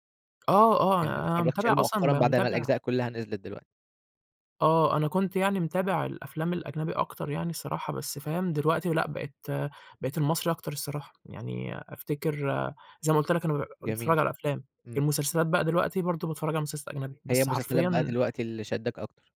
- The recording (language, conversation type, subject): Arabic, podcast, بتفضّل الأفلام ولا المسلسلات وليه؟
- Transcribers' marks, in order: none